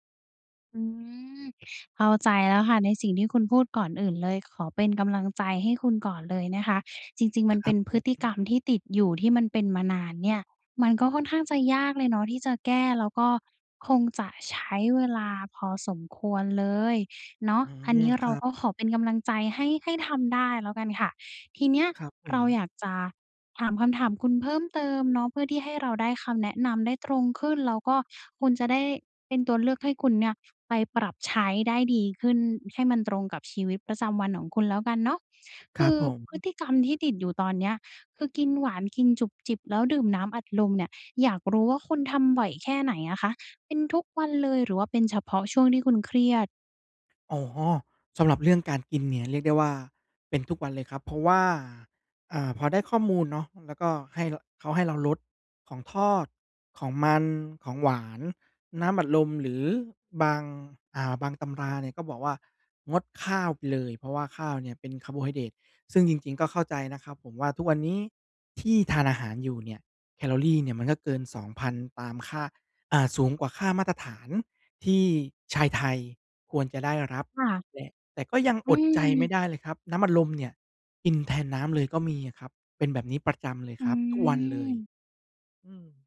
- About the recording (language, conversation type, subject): Thai, advice, ฉันควรเลิกนิสัยเดิมที่ส่งผลเสียต่อชีวิตไปเลย หรือค่อย ๆ เปลี่ยนเป็นนิสัยใหม่ดี?
- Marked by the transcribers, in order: other background noise